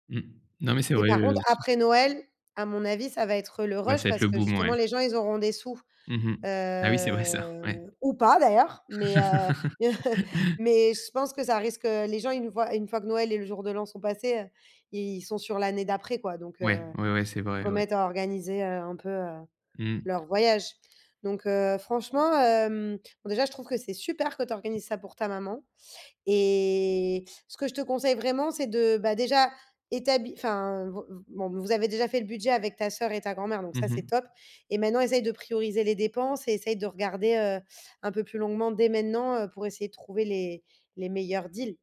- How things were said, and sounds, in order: drawn out: "Heu"; stressed: "pas"; laughing while speaking: "mais heu"; laugh; tapping; other background noise; drawn out: "Et"
- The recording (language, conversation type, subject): French, advice, Comment puis-je organiser des vacances agréables cet été avec un budget limité ?